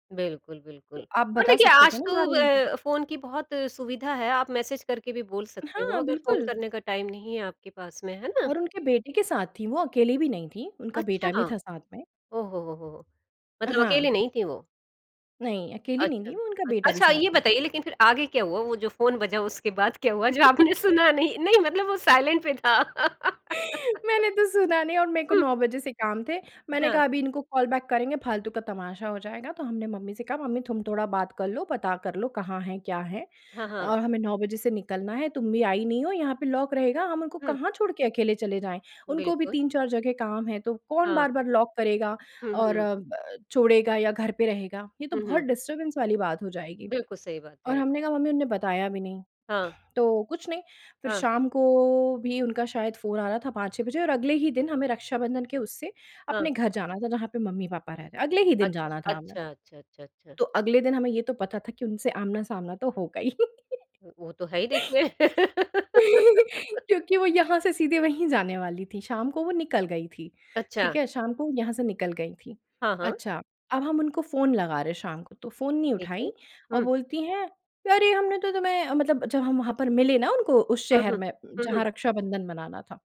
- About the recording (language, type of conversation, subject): Hindi, podcast, रिश्तों से आपने क्या सबसे बड़ी बात सीखी?
- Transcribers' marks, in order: in English: "टाइम"; laugh; laughing while speaking: "जो आपने सुना नहीं। नहीं मतलब वो साइलेंट पे था"; laughing while speaking: "मैंने तो सुना नहीं और मेरे को नौ बजे से काम थे"; laugh; in English: "कॉल बैक"; in English: "लॉक"; in English: "लॉक"; in English: "डिस्टर्बेंस"; laugh; laughing while speaking: "क्योंकि वो यहाँ से सीधे वहीं जाने वाली थी"; laugh